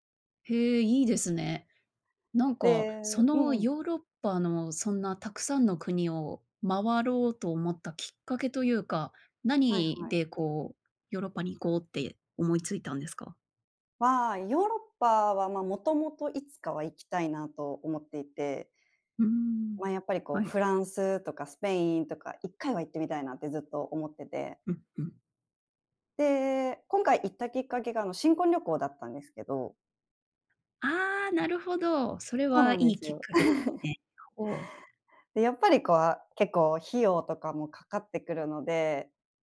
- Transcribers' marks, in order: tapping; chuckle; unintelligible speech
- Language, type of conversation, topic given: Japanese, podcast, 一番忘れられない旅行の話を聞かせてもらえますか？